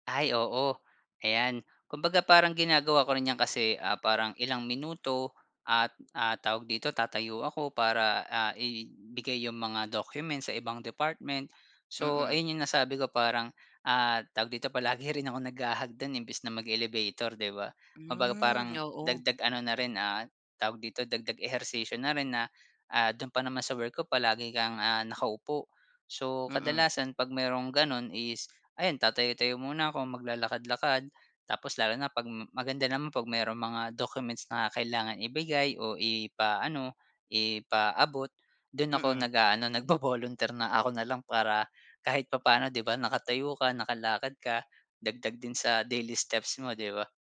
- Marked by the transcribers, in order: gasp; gasp; gasp; in English: "documents"; gasp
- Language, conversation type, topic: Filipino, podcast, Ano ang paborito mong paraan ng pag-eehersisyo araw-araw?